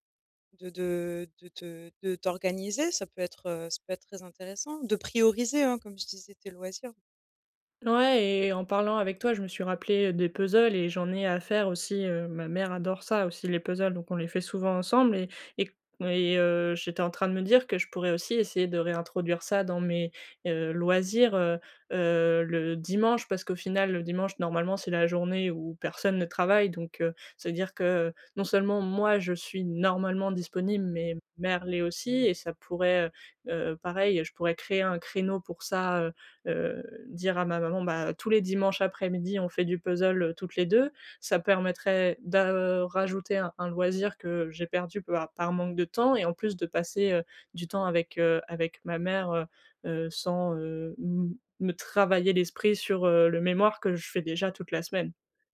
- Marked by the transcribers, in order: none
- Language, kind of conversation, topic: French, advice, Comment trouver du temps pour développer mes loisirs ?